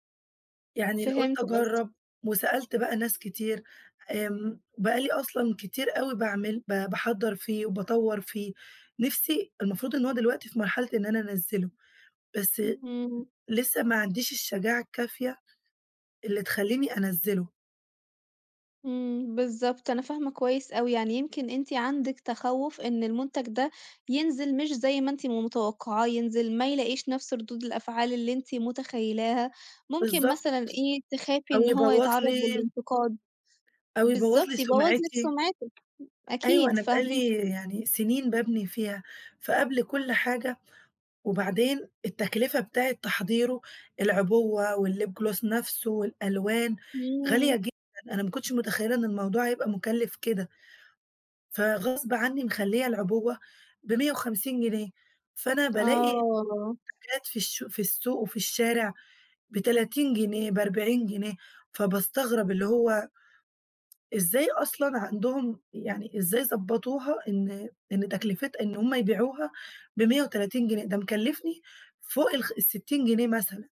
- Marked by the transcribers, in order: other background noise; in English: "والlip gloss"; tsk
- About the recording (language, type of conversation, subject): Arabic, advice, إزاي خوفك من الفشل مانعك إنك تنزّل المنتج؟